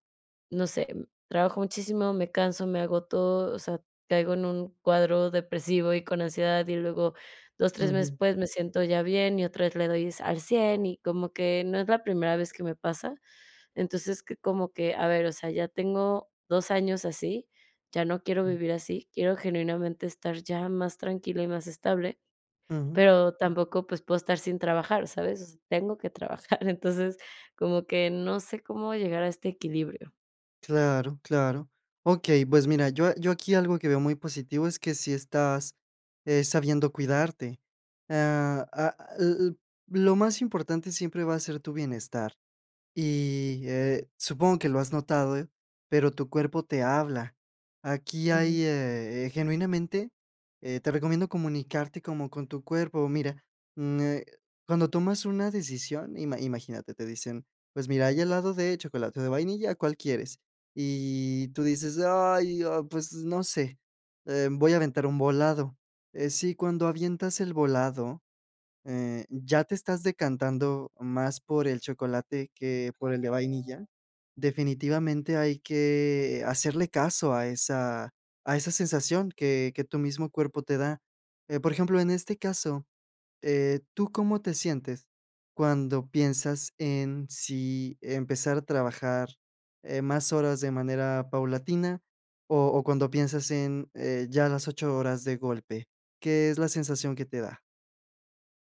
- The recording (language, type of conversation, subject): Spanish, advice, ¿Cómo puedo volver al trabajo sin volver a agotarme y cuidar mi bienestar?
- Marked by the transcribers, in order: laughing while speaking: "trabajar"; alarm